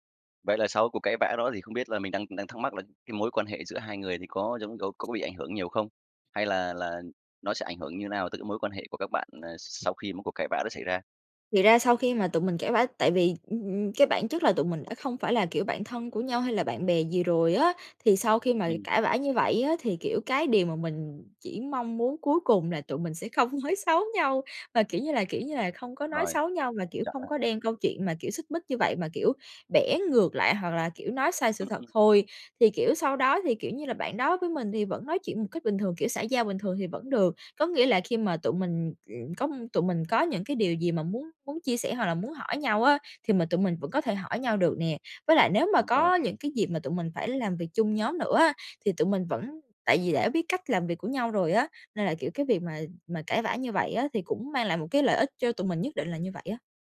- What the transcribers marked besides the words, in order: other background noise; laughing while speaking: "không nói xấu nhau"
- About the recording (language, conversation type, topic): Vietnamese, podcast, Làm sao bạn giữ bình tĩnh khi cãi nhau?